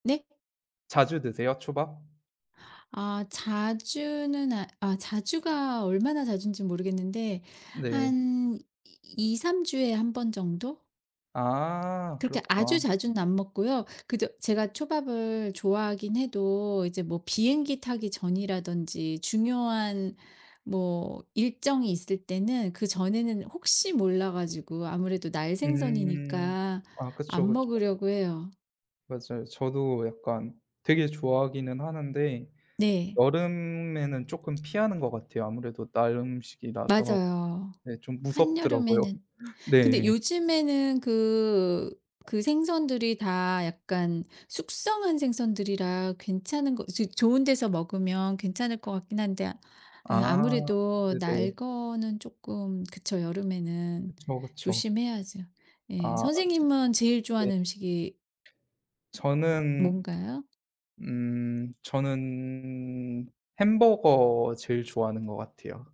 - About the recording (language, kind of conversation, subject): Korean, unstructured, 가장 좋아하는 음식은 무엇인가요?
- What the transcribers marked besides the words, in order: other background noise; tapping; laugh; drawn out: "저는"